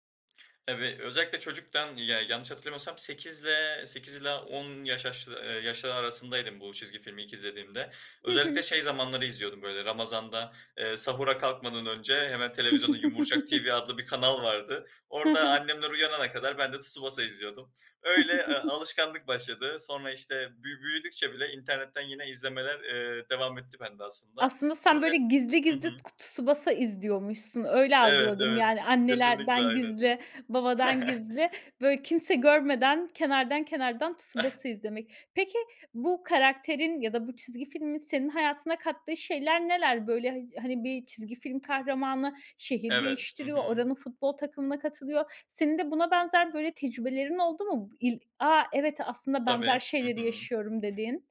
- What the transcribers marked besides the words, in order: other background noise; tapping; giggle; giggle; chuckle; chuckle
- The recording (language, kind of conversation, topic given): Turkish, podcast, Çocukken en sevdiğin çizgi film ya da kahraman kimdi?